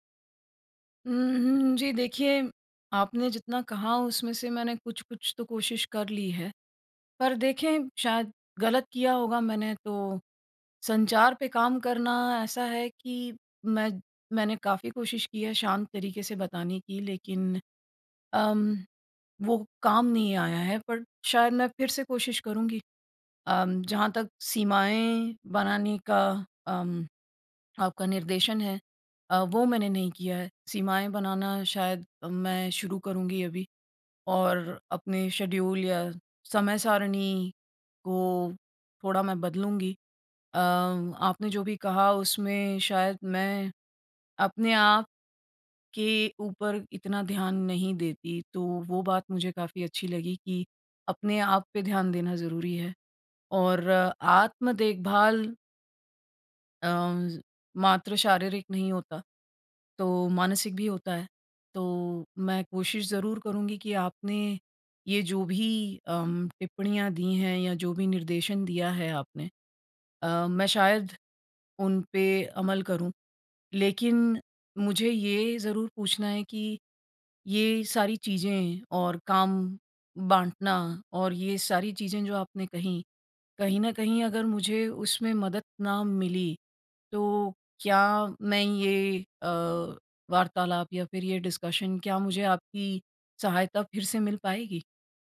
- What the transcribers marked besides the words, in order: in English: "शेड्यूल"; in English: "डिस्कशन"
- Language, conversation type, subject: Hindi, advice, घर या कार्यस्थल पर लोग बार-बार बीच में टोकते रहें तो क्या करें?